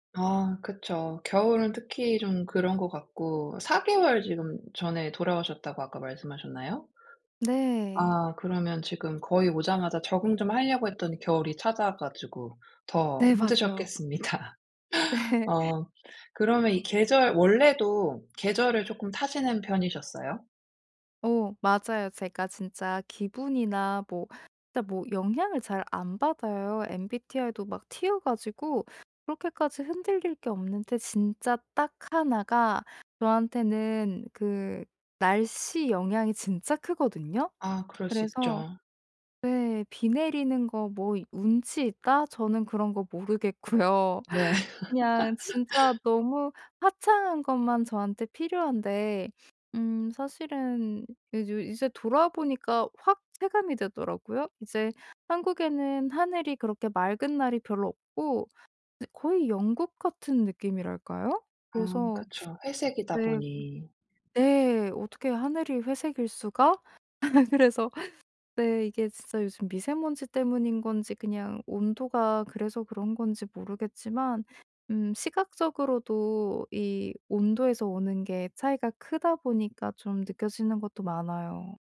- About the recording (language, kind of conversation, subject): Korean, advice, 새로운 기후와 계절 변화에 어떻게 적응할 수 있을까요?
- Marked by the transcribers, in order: other background noise; laughing while speaking: "힘드셨겠습니다"; laugh; laughing while speaking: "모르겠고요"; laugh; teeth sucking; laugh; laughing while speaking: "그래서"